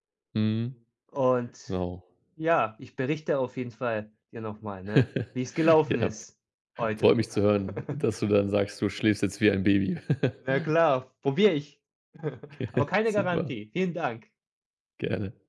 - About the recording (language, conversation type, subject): German, advice, Warum gehst du abends nicht regelmäßig früher schlafen?
- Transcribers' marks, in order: chuckle; laugh; chuckle; laughing while speaking: "Okay"